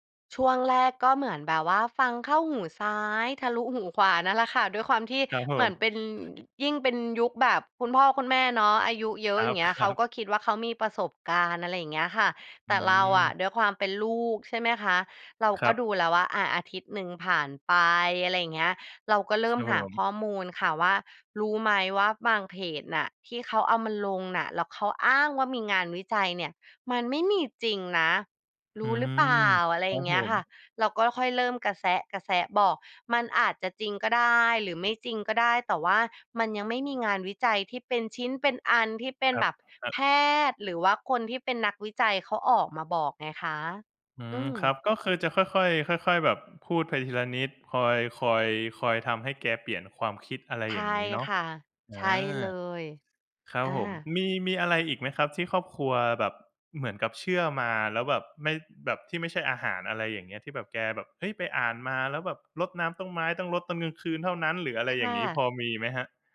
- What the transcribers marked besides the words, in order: none
- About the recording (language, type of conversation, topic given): Thai, podcast, เรื่องเล่าบนโซเชียลมีเดียส่งผลต่อความเชื่อของผู้คนอย่างไร?